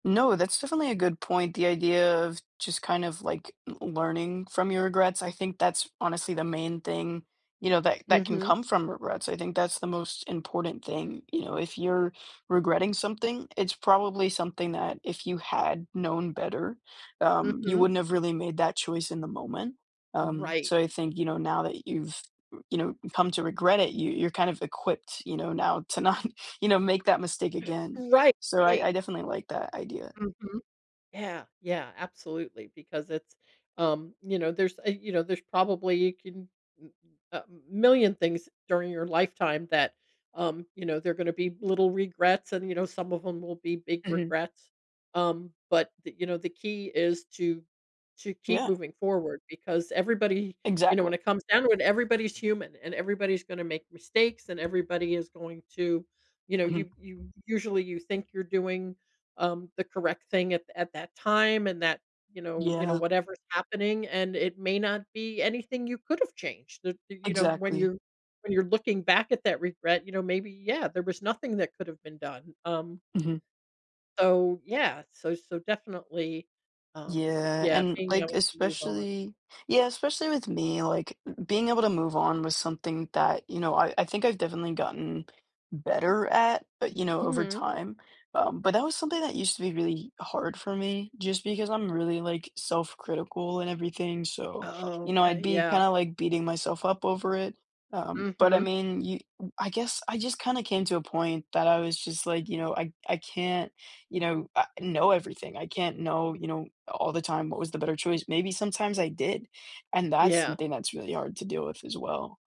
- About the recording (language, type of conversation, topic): English, unstructured, Do you think regret can help us grow or change for the better?
- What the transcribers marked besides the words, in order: other noise; laughing while speaking: "not"; gasp; tapping